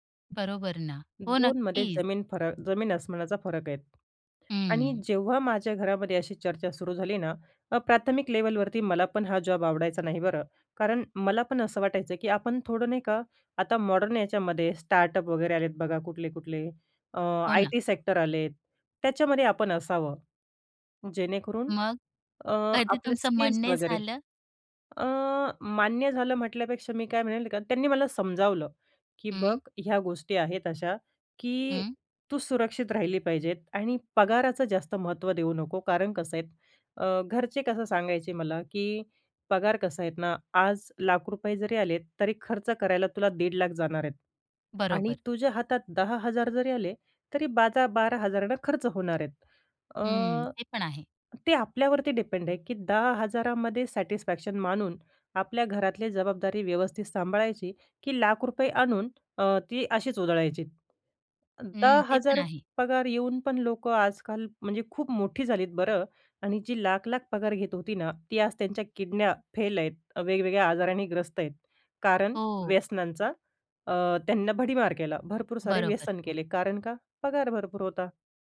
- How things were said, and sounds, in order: in English: "लेवलवरती"; in English: "मॉडर्न"; in English: "स्टार्टअप"; in English: "आय टी सेक्टर"; in English: "स्किल्स"; in English: "डिपेंड"; in English: "सॅटिस्फॅक्शन"
- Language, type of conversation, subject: Marathi, podcast, करिअर निवडीबाबत पालकांच्या आणि मुलांच्या अपेक्षा कशा वेगळ्या असतात?